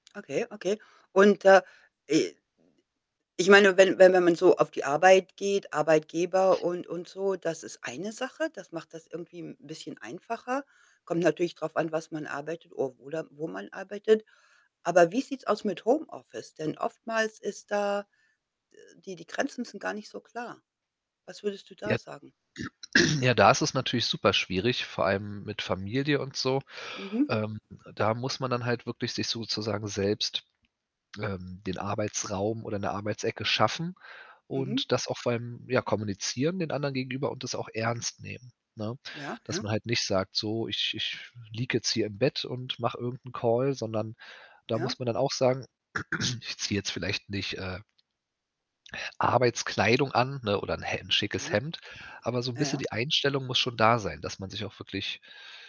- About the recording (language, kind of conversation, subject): German, podcast, Wie bewahrst du klare Grenzen zwischen Arbeit und Leben?
- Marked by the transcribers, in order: other background noise; static; distorted speech; throat clearing; throat clearing